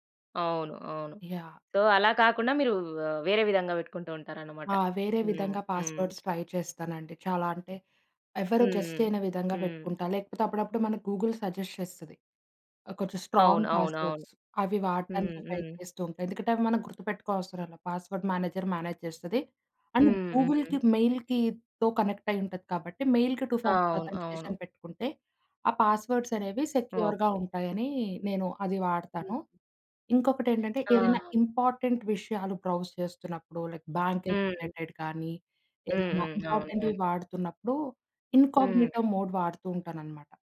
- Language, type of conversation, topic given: Telugu, podcast, ఆన్‌లైన్‌లో మీ గోప్యతను మీరు ఎలా జాగ్రత్తగా కాపాడుకుంటారు?
- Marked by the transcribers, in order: in English: "సో"; in English: "పాస్‌వర్డ్స్ ట్రై"; in English: "గెస్"; other noise; in English: "గూగుల్ సజెస్ట్"; in English: "స్ట్రాంగ్ పాస్‌వర్డ్స్"; in English: "ట్రై"; in English: "పాస్‌వర్డ్ మేనేజర్ మేనేజ్"; in English: "అండ్ గూగుల్‌కి, మెయిల్‌కితో"; in English: "మెయిల్‌కి టూ ఫామర్ ఆథెంటికేషన్"; in English: "పాస్‌వర్డ్స్"; in English: "సెక్యూర్‌గా"; in English: "ఇంపార్టెంట్"; in English: "బ్రౌజ్"; in English: "లైక్ బ్యాంకింగ్ రిలేటెడ్"; in English: "ఇంపార్టెంట్‌వి"; in English: "ఇన్‌కాగ్‌నిటో మోడ్"